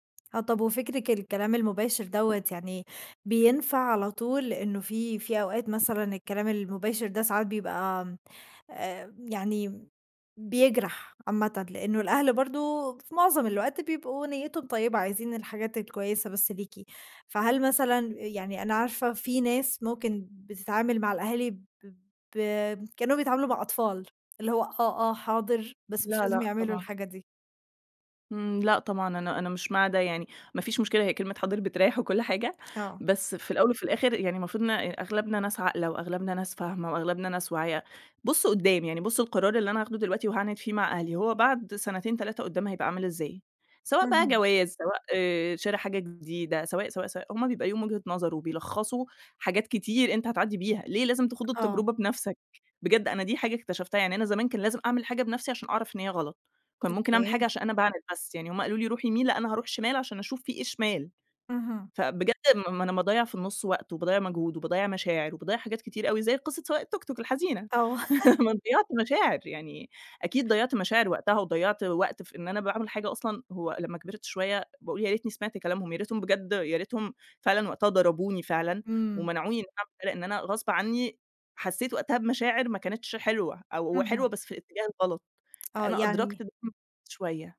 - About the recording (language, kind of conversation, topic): Arabic, podcast, قد إيه بتأثر بآراء أهلك في قراراتك؟
- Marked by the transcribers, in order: tapping; other background noise; chuckle; laugh; unintelligible speech; unintelligible speech